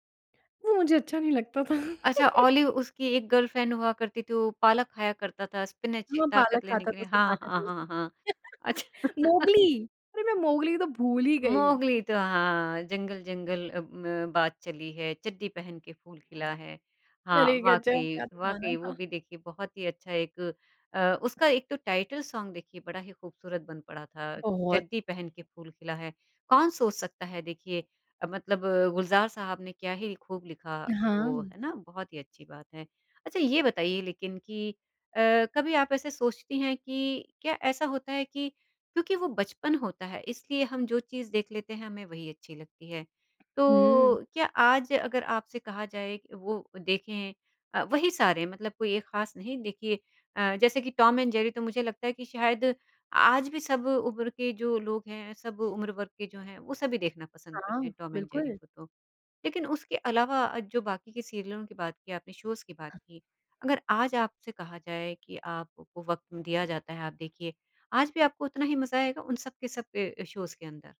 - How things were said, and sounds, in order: laughing while speaking: "लगता था"; in English: "गर्लफ्रेंड"; in English: "स्पिनच"; laugh; laughing while speaking: "अच्छा"; laughing while speaking: "अरे गज़ब!"; in English: "टाइटल सॉन्ग"; other background noise; in English: "सीरियलों"; in English: "शोज़"; tapping; in English: "शोज़"
- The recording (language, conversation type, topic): Hindi, podcast, बचपन का कौन-सा टीवी कार्यक्रम आपको सबसे ज्यादा याद आता है?